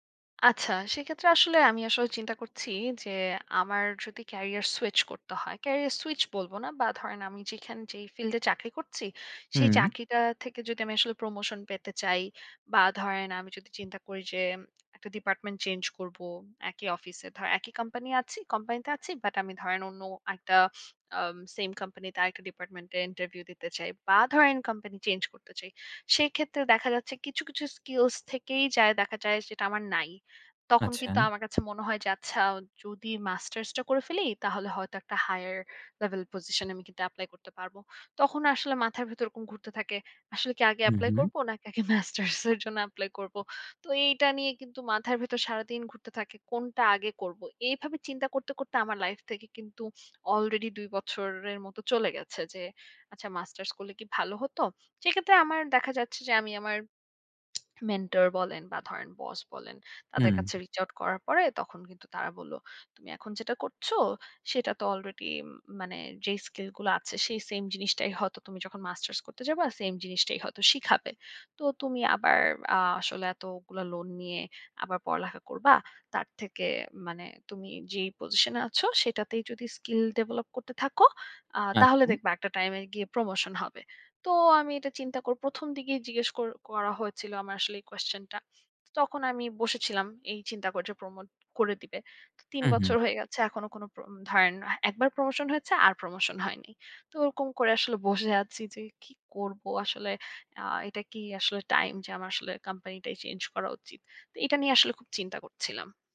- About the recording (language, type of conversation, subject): Bengali, advice, একই সময়ে অনেক লক্ষ্য থাকলে কোনটিকে আগে অগ্রাধিকার দেব তা কীভাবে বুঝব?
- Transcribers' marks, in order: tapping; laughing while speaking: "নাকি আগে মাস্টার্স এর জন্য"; teeth sucking; in English: "reach out"